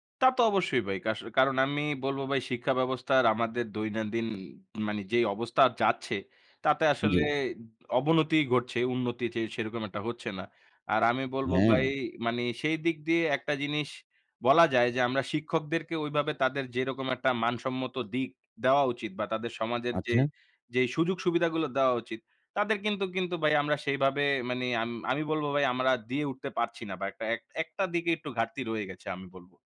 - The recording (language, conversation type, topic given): Bengali, unstructured, আপনি কি মনে করেন শিক্ষকদের বেতন বৃদ্ধি করা উচিত?
- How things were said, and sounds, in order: other background noise